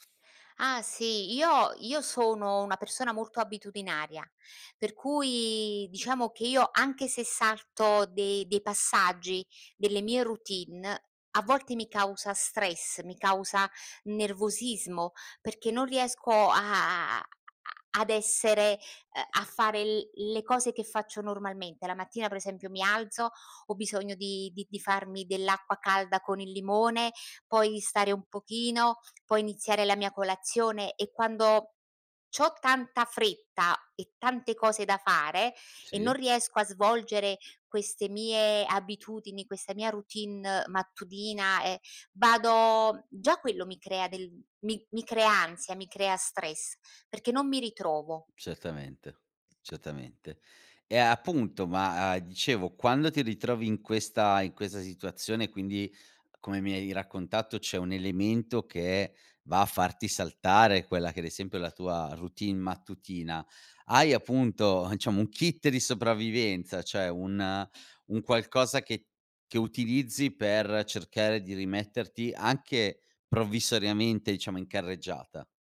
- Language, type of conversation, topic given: Italian, podcast, Come gestisci lo stress nella vita di tutti i giorni?
- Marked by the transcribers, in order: tapping; "mattutina" said as "mattudina"; "diciamo" said as "ciamo"; "diciamo" said as "ciamo"